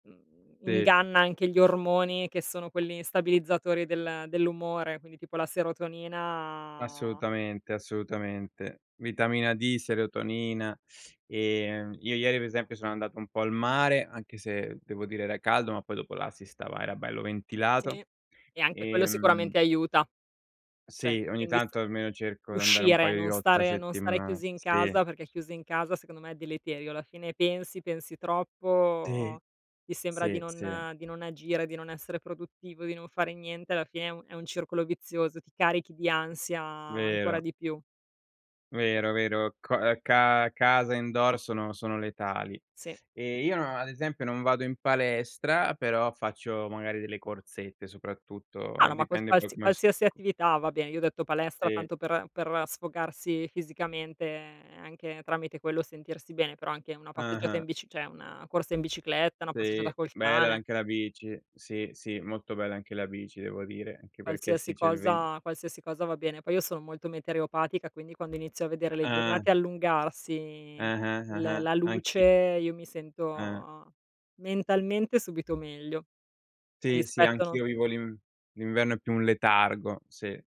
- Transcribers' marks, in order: drawn out: "serotonina"; unintelligible speech
- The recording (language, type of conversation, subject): Italian, unstructured, Come affronti i momenti di tristezza o di delusione?